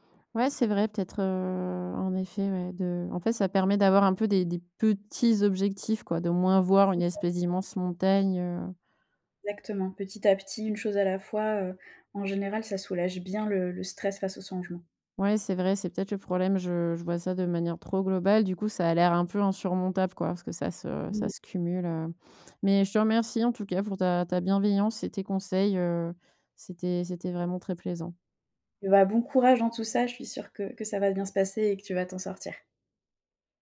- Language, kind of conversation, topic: French, advice, Comment accepter et gérer l’incertitude dans ma vie alors que tout change si vite ?
- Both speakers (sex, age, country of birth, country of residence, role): female, 25-29, France, France, advisor; female, 30-34, France, France, user
- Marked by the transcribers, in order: "changements" said as "sangements"